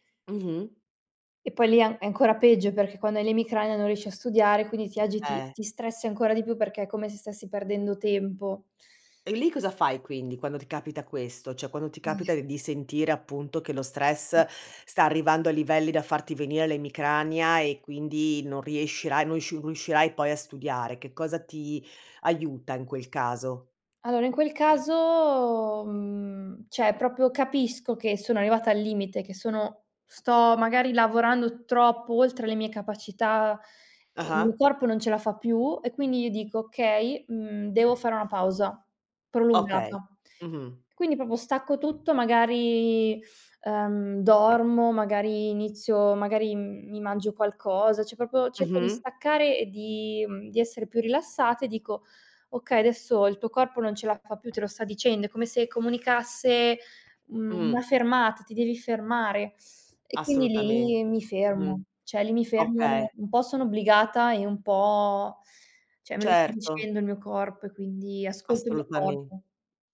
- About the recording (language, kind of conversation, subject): Italian, podcast, Come gestire lo stress da esami a scuola?
- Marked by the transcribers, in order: "Cioè" said as "ceh"; other background noise; "riuscirai" said as "riescirai"; "proprio" said as "propio"; "arrivata" said as "arivata"; "proprio" said as "propo"; "cioè" said as "ceh"; "proprio" said as "propo"; tapping; "Cioè" said as "ceh"; "cioè" said as "ceh"